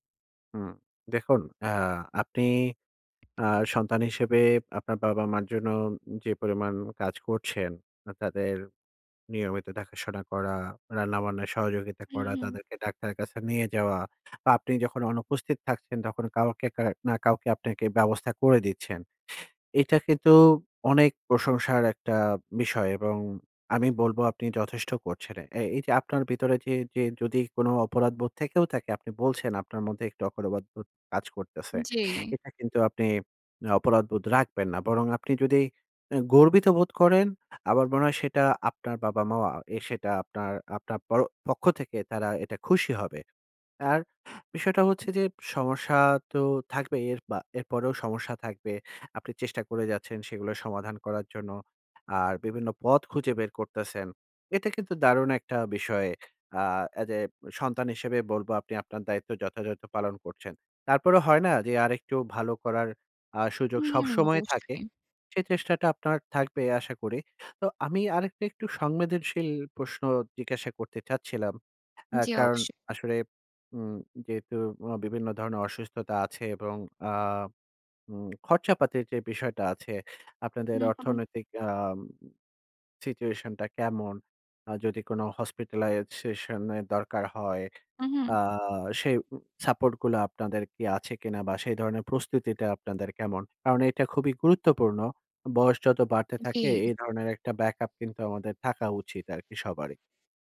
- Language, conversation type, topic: Bengali, advice, মা-বাবার বয়স বাড়লে তাদের দেখাশোনা নিয়ে আপনি কীভাবে ভাবছেন?
- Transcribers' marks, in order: tapping; "অপরাধবোধ" said as "অকরাঅদ্ভুত"; in English: "as a"; in English: "situation"; in English: "hospitalize session"; in English: "backup"